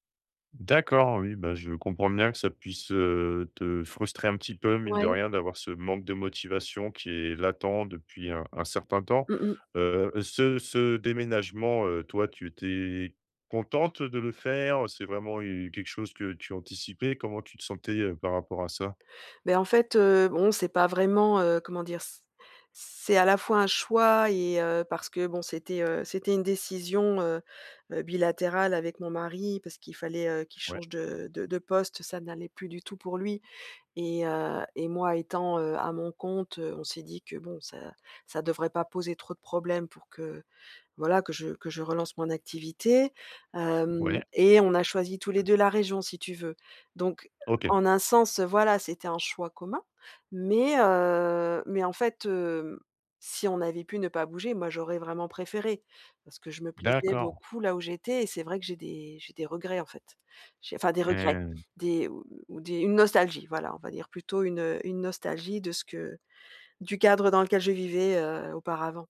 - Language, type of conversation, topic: French, advice, Comment retrouver durablement la motivation quand elle disparaît sans cesse ?
- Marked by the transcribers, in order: tapping